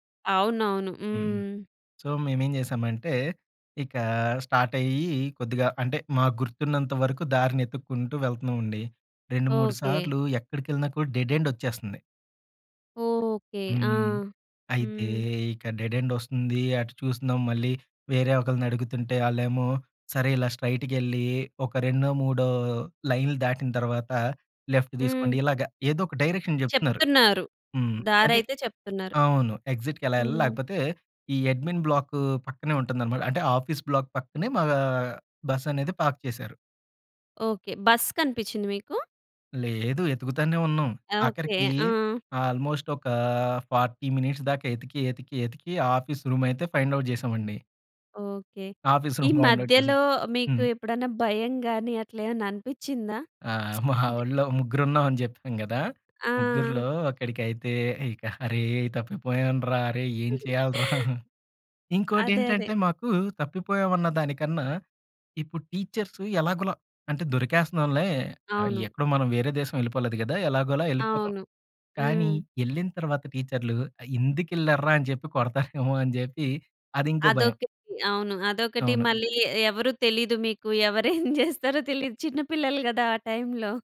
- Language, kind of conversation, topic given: Telugu, podcast, ప్రయాణంలో తప్పిపోయి మళ్లీ దారి కనిపెట్టిన క్షణం మీకు ఎలా అనిపించింది?
- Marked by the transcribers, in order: in English: "సో"; in English: "డెడ్"; in English: "డెడ్"; in English: "స్ట్రెయిట్‌గా"; in English: "లెఫ్ట్"; in English: "డైరెక్షన్"; other background noise; in English: "అడ్మిన్"; in English: "ఆఫీస్ బ్లాక్"; in English: "పార్క్"; in English: "ఆల్‌మోస్ట్"; in English: "ఫార్టీ మినిట్స్"; in English: "ఆఫీస్ రూమ్"; in English: "ఫైండ్ ఔట్"; in English: "ఆఫీస్ రూమ్ ఫైండ్ ఔట్"; giggle; lip smack; giggle; giggle; in English: "టీచర్స్"; giggle